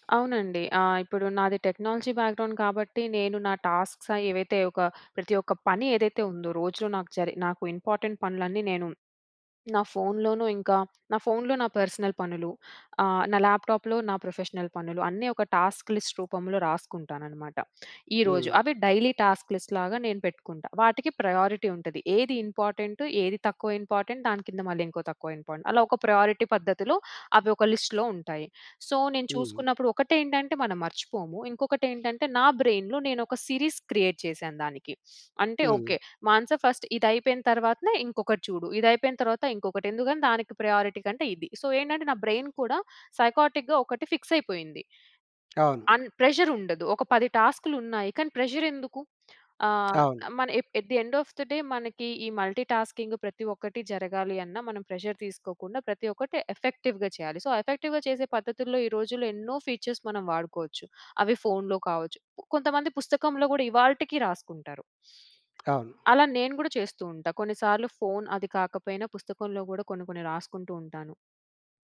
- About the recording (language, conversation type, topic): Telugu, podcast, మల్టీటాస్కింగ్ తగ్గించి ఫోకస్ పెంచేందుకు మీరు ఏ పద్ధతులు పాటిస్తారు?
- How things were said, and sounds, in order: in English: "టెక్నాలజీ బ్యాక్‌గ్రౌండ్"; in English: "టాస్క్స్"; in English: "ఇంపార్టెంట్"; in English: "పర్సనల్"; in English: "ల్యాప్టాప్‌లో"; in English: "ప్రొఫెషనల్"; in English: "టాస్క్ లిస్ట్"; in English: "డైలీ టాస్క్ లిస్ట్‌లాగా"; in English: "ప్రయారిటీ"; in English: "ఇంపార్టెంట్"; in English: "ఇంపార్టెంట్"; in English: "ఇంపార్టెంట్"; in English: "ప్రయారిటీ"; in English: "లిస్ట్‌లో"; in English: "సో"; in English: "బ్రెయిన్‌లో"; in English: "సిరీస్ క్రియేట్సిరీస్ క్రియేట్"; in English: "ఫస్ట్"; in English: "ప్రయారిటీ"; in English: "సో"; in English: "బ్రెయిన్"; in English: "సైక్ఆర్టిక్‌గా"; in English: "ఫిక్స్"; tapping; in English: "అండ్ ప్రెషర్"; in English: "పది టాస్క్‌లు"; in English: "ప్రెషర్"; in English: "ఎట్ ద ఆఫ్ ద డే"; in English: "మల్టీటాస్కింగ్"; in English: "ప్రెషర్"; in English: "సో, ఎఫెక్టివ్‌గా"; in English: "ఫీచర్స్"